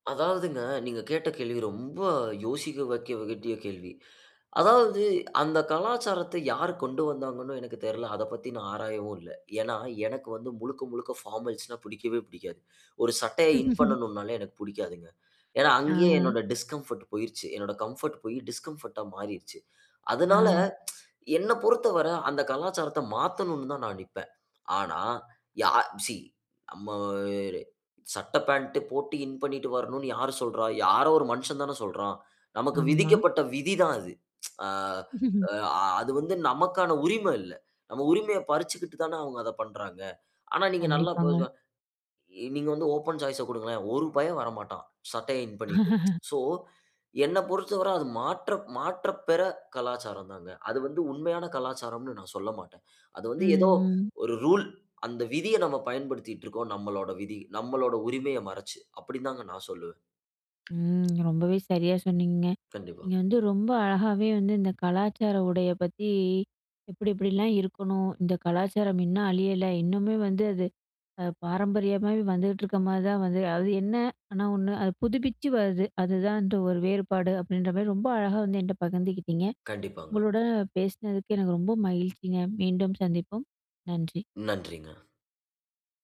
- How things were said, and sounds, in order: "வக்க வேண்டிய" said as "வகட்டிய"; in English: "பார்மல்ஸ்"; laugh; in English: "டிஸ்கம்ஃபர்ட்"; in English: "கம்ஃபர்ட்"; in English: "டிஸ்கம்ஃபர்ட்"; other background noise; laugh; unintelligible speech; in English: "ஓப்பன் சாய்ஸ்"; laugh; in English: "ரூல்"; drawn out: "பத்தி"
- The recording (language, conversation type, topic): Tamil, podcast, தங்கள் பாரம்பரிய உடைகளை நீங்கள் எப்படிப் பருவத்துக்கும் சந்தர்ப்பத்துக்கும் ஏற்றபடி அணிகிறீர்கள்?